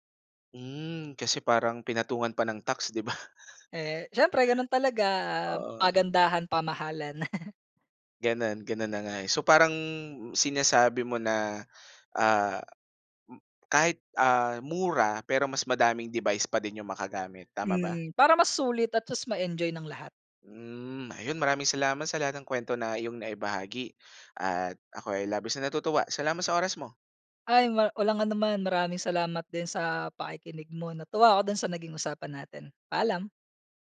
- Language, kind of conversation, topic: Filipino, podcast, Paano nagbago ang panonood mo ng telebisyon dahil sa mga serbisyong panonood sa internet?
- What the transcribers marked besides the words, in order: laughing while speaking: "di ba?"; "magagamit" said as "makagamit"